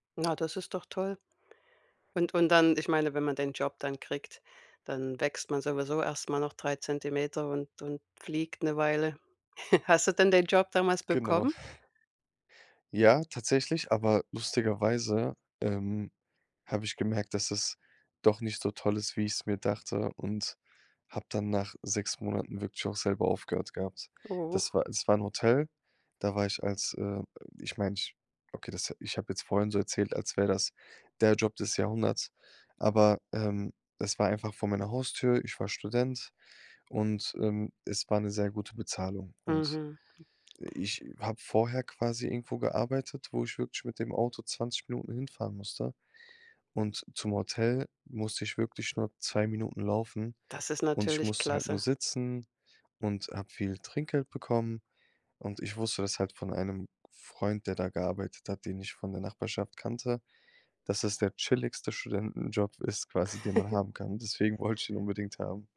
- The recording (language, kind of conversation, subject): German, podcast, Hast du Tricks, um dich schnell selbstsicher zu fühlen?
- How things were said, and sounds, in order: chuckle; other background noise; stressed: "der Job"; giggle